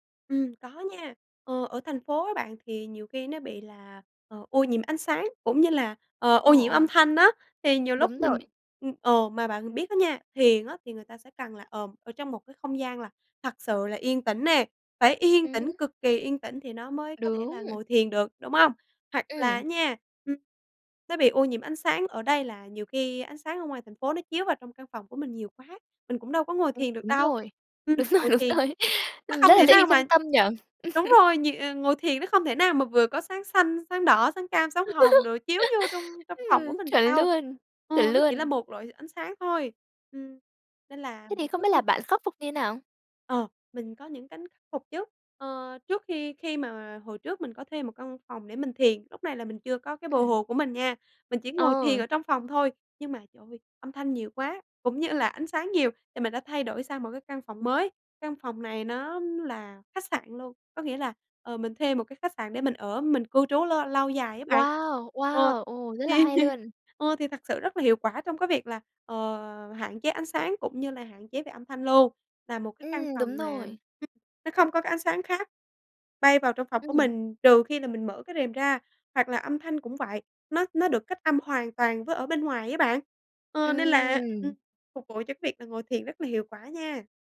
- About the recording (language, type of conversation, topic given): Vietnamese, podcast, Làm sao để tạo một góc thiên nhiên nhỏ để thiền giữa thành phố?
- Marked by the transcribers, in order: laughing while speaking: "đúng rồi, đúng rồi"; laugh; laugh; laughing while speaking: "thì"; unintelligible speech